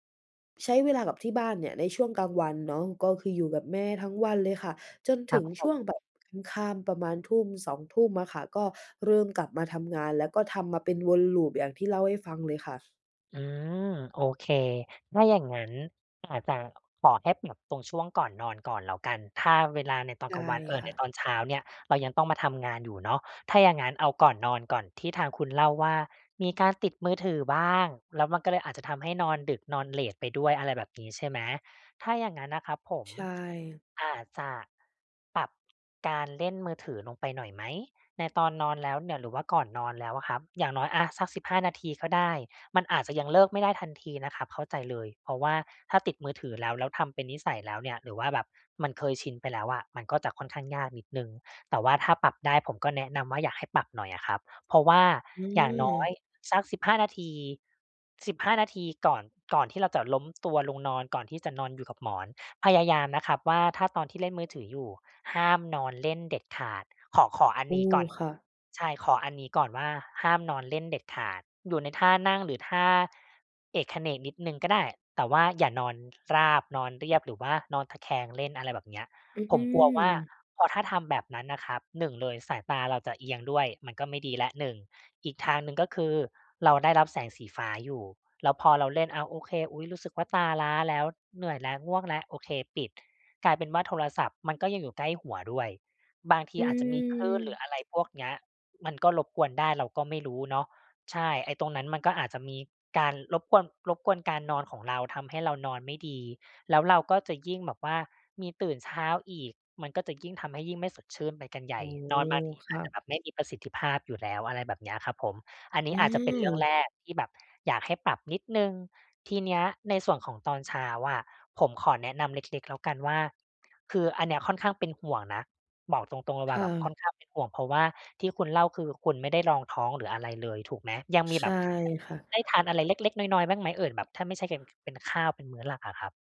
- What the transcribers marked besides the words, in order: tapping
- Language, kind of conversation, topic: Thai, advice, จะจัดตารางตอนเช้าเพื่อลดความเครียดและทำให้รู้สึกมีพลังได้อย่างไร?